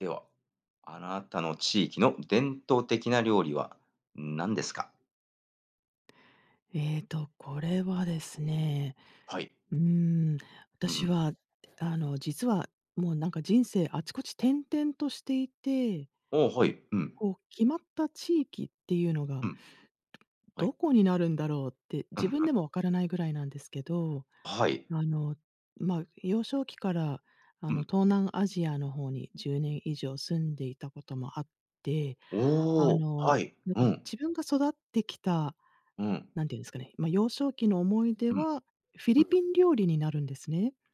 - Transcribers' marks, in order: none
- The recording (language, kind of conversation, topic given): Japanese, unstructured, あなたの地域の伝統的な料理は何ですか？